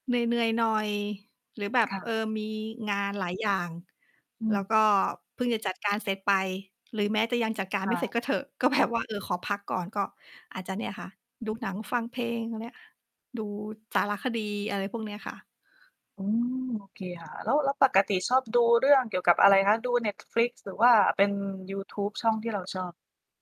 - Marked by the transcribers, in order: laughing while speaking: "ก็แบบ"; distorted speech
- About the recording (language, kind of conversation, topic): Thai, unstructured, คุณทำอย่างไรเมื่อต้องการผ่อนคลายหลังจากวันที่เหนื่อยมาก?